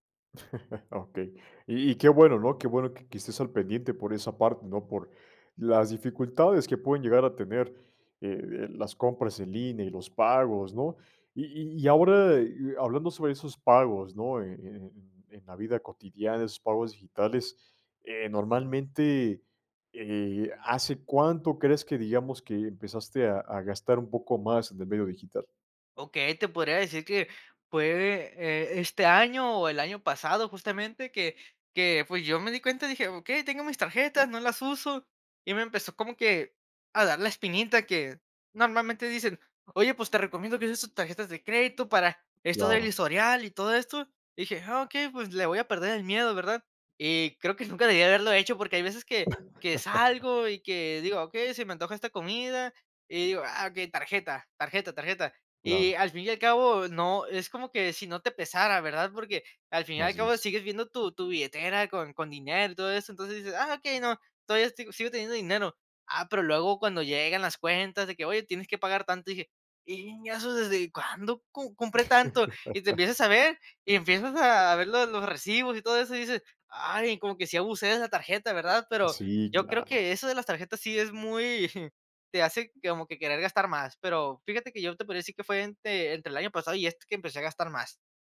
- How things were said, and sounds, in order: chuckle; tapping; laughing while speaking: "nunca debí haberlo hecho"; laugh; unintelligible speech; laugh
- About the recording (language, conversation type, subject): Spanish, podcast, ¿Qué retos traen los pagos digitales a la vida cotidiana?